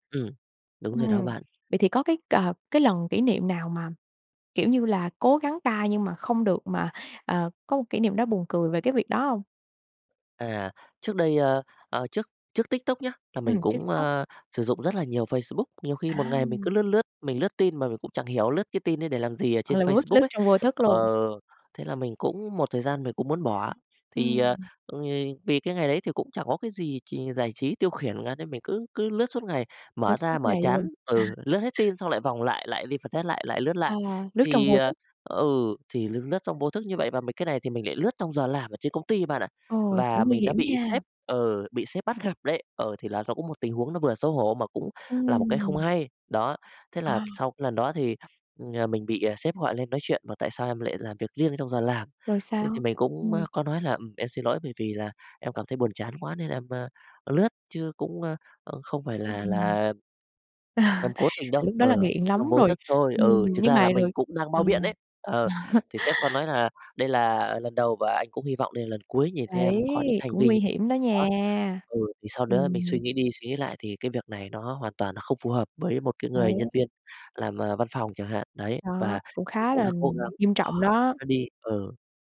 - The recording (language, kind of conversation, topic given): Vietnamese, podcast, Bạn đã bao giờ tạm ngừng dùng mạng xã hội một thời gian chưa, và bạn cảm thấy thế nào?
- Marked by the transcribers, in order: tapping; laugh; in English: "refresh"; laughing while speaking: "Ờ"; unintelligible speech; laugh